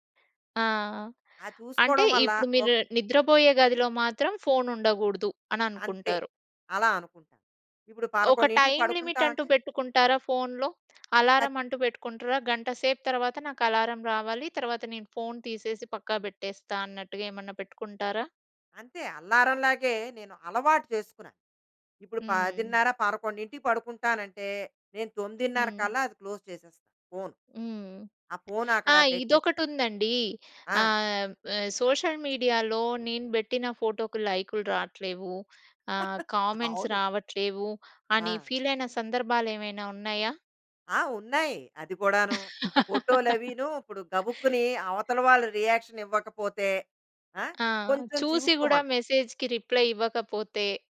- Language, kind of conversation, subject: Telugu, podcast, సోషల్ మీడియా మీ జీవితాన్ని ఎలా మార్చింది?
- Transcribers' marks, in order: in English: "టైమ్ లిమిట్"; in English: "క్లోజ్"; in English: "సోషల్ మీడియాలో"; in English: "కామెంట్స్"; chuckle; in English: "ఫీల్"; chuckle; in English: "రియాక్షన్"; in English: "మెసేజ్‌కి రిప్లై"